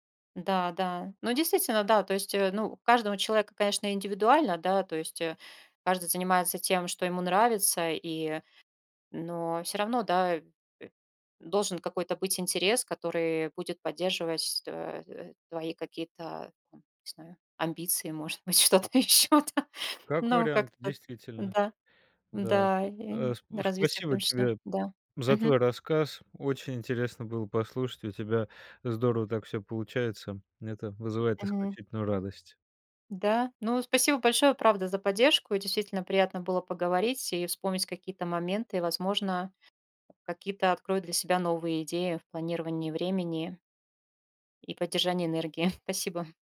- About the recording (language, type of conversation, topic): Russian, podcast, Как вы выбираете, куда вкладывать время и энергию?
- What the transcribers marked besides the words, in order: other noise; laughing while speaking: "быть, что-то еще там"; chuckle